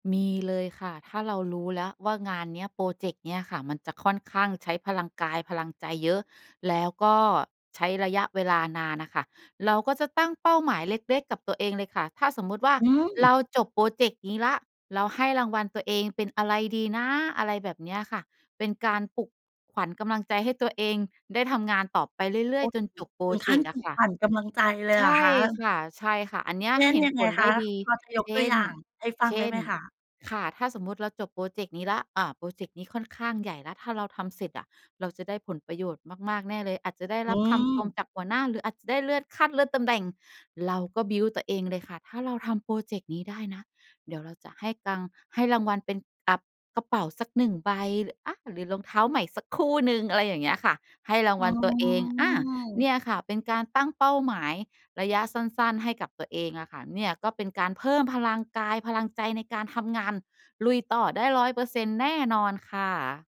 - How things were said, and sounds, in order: in English: "บิลด์"; drawn out: "อืม"
- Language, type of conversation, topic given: Thai, podcast, ทำอย่างไรให้ทำงานได้อย่างต่อเนื่องโดยไม่สะดุด?